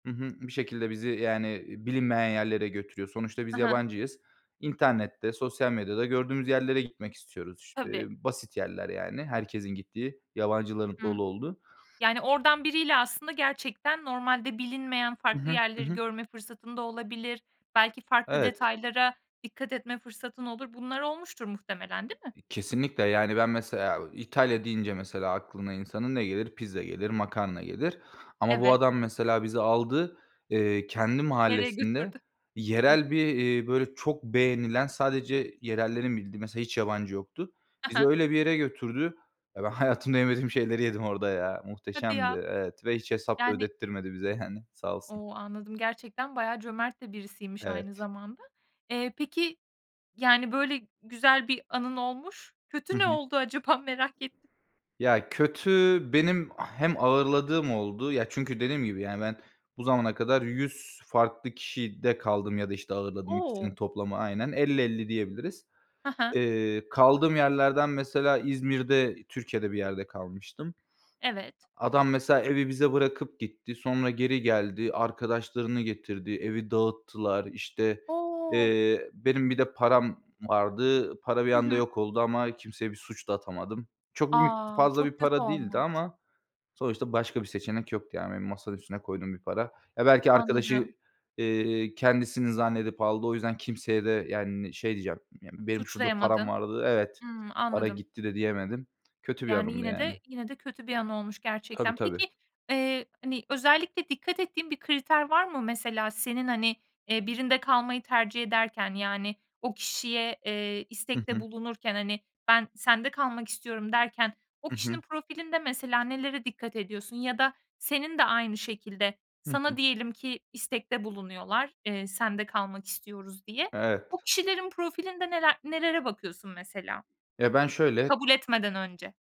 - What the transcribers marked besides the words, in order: other background noise; tapping; laughing while speaking: "acaba?"
- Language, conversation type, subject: Turkish, podcast, Seyahat planı yaparken ilk olarak neye karar verirsin?